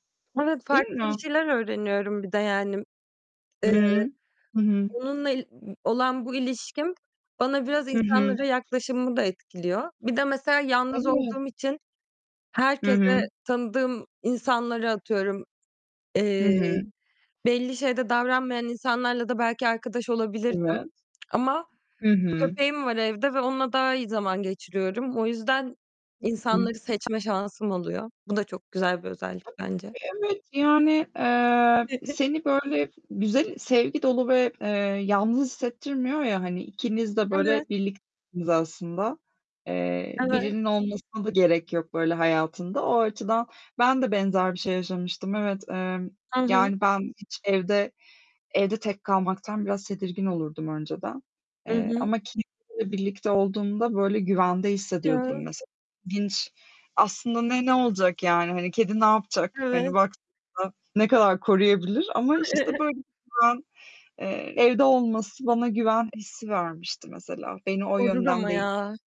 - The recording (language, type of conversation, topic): Turkish, unstructured, Bir hayvanın hayatımıza kattığı en güzel şey nedir?
- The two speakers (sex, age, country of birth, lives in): female, 25-29, Turkey, Netherlands; female, 30-34, Turkey, Mexico
- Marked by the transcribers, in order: distorted speech; tapping; static; unintelligible speech; chuckle; chuckle; other background noise